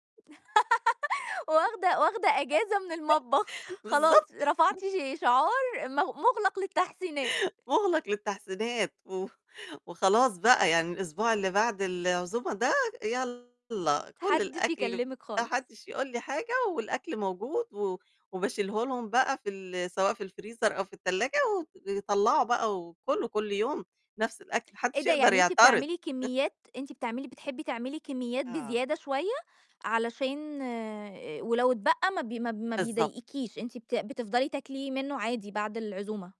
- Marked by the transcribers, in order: laugh; giggle; other background noise; distorted speech; tapping; chuckle
- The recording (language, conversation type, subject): Arabic, podcast, إزاي بتختار الأكل اللي يرضي كل الضيوف؟